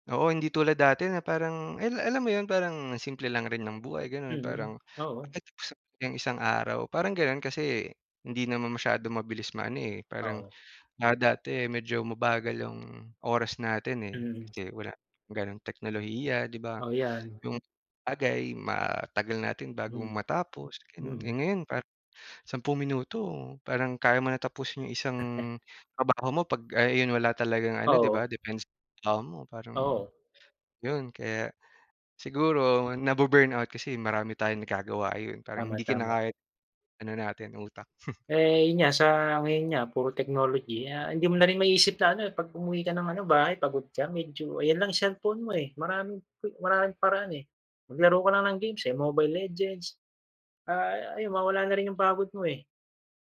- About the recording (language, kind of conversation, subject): Filipino, unstructured, Paano mo nilalabanan ang pakiramdam ng matinding pagod o pagkaubos ng lakas?
- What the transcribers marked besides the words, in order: unintelligible speech; chuckle; scoff; other noise